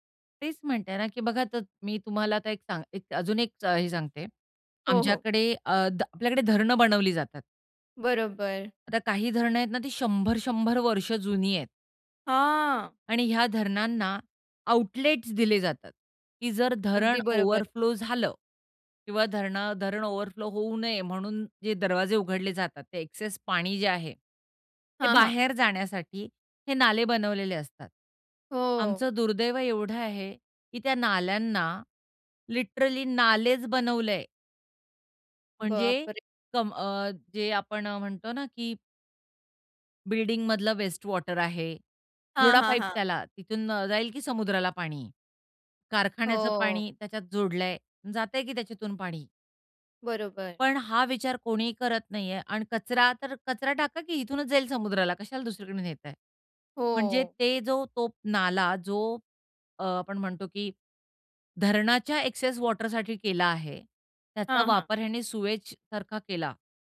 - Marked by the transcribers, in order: in English: "आउटलेट्स"; in English: "ओव्हरफ्लो"; in English: "ओव्हरफ्लो"; in English: "एक्सेस"; in English: "लिटरली"; drawn out: "बरोबर"; in English: "एक्सेस"; in English: "सीवेजसारखा"
- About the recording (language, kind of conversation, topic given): Marathi, podcast, नद्या आणि ओढ्यांचे संरक्षण करण्यासाठी लोकांनी काय करायला हवे?